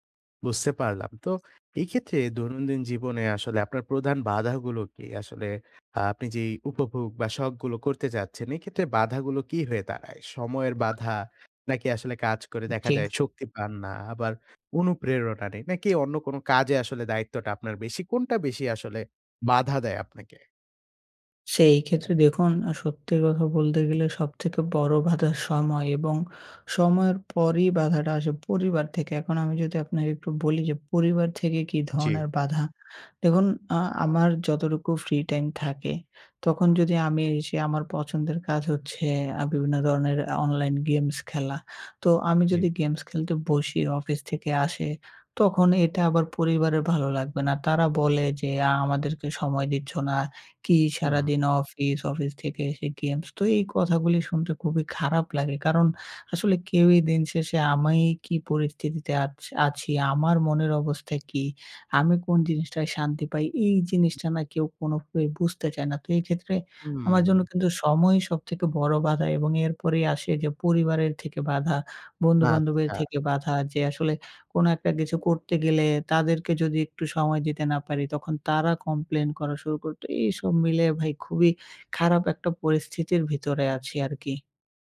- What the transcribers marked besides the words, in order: tapping; in English: "online games"; "আমি" said as "আমায়ই"; in English: "complain"
- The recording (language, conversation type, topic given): Bengali, advice, আপনি কি অবসর সময়ে শখ বা আনন্দের জন্য সময় বের করতে পারছেন না?